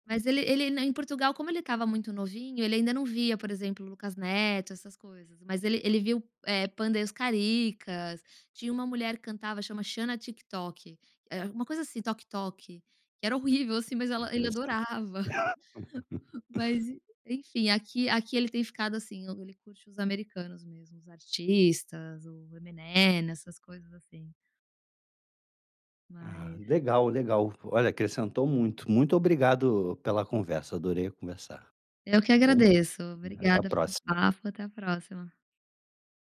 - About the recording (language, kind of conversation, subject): Portuguese, podcast, Como escolher qual língua falar em família?
- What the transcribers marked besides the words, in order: other background noise; laugh